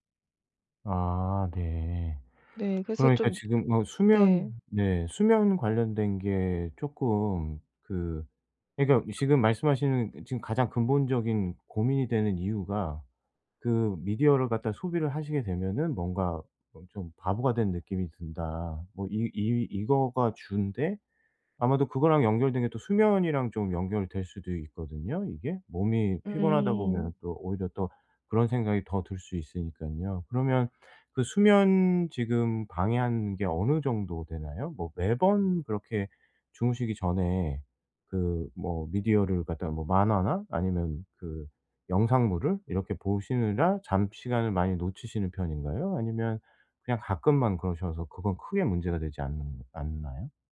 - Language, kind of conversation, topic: Korean, advice, 미디어를 과하게 소비하는 습관을 줄이려면 어디서부터 시작하는 게 좋을까요?
- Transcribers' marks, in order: other background noise